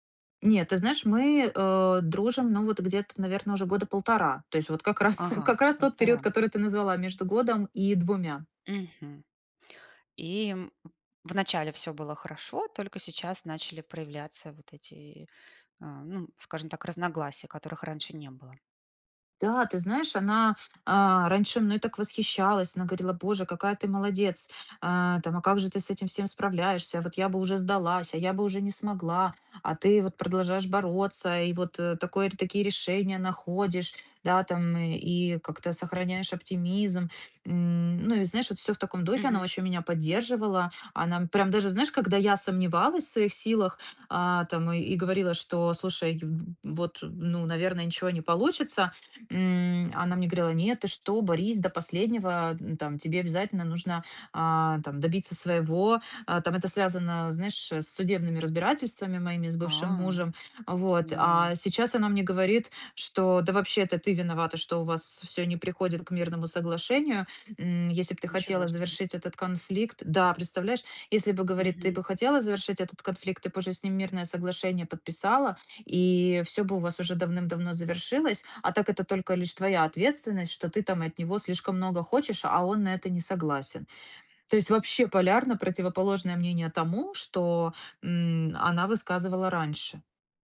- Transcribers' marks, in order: laughing while speaking: "раз"; chuckle; other noise; tapping
- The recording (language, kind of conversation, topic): Russian, advice, Как обсудить с другом разногласия и сохранить взаимное уважение?